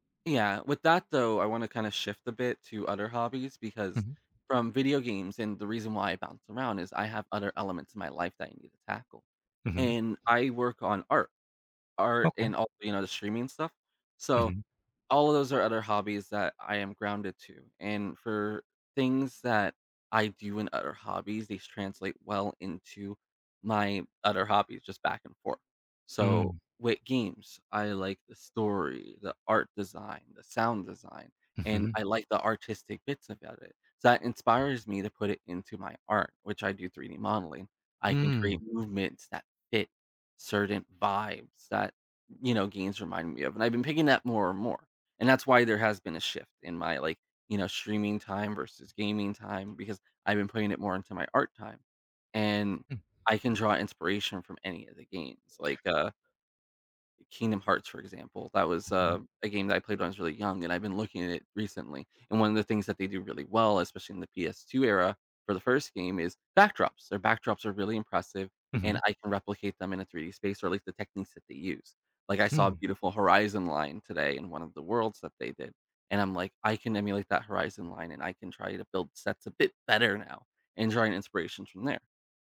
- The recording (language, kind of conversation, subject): English, unstructured, How do you decide which hobby projects to finish and which ones to abandon?
- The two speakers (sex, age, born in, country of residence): male, 25-29, United States, United States; male, 30-34, United States, United States
- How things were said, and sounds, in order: none